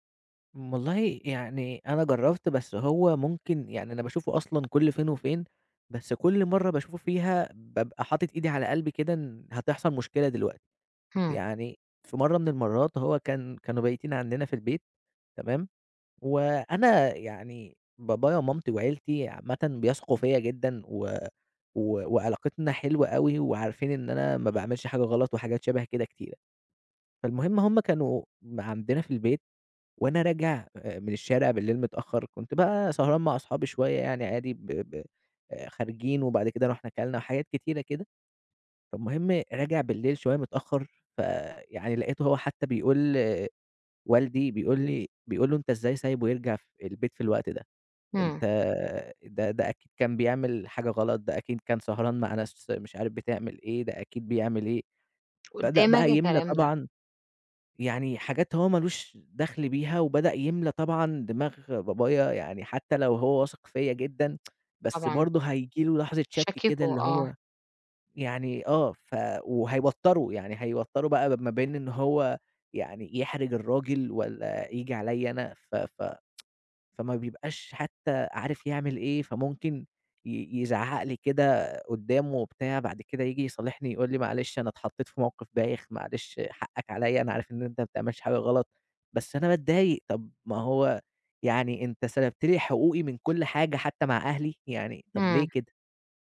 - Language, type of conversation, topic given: Arabic, advice, إزاي أتعامل مع علاقة متوترة مع قريب بسبب انتقاداته المستمرة؟
- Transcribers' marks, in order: tsk; tsk; other background noise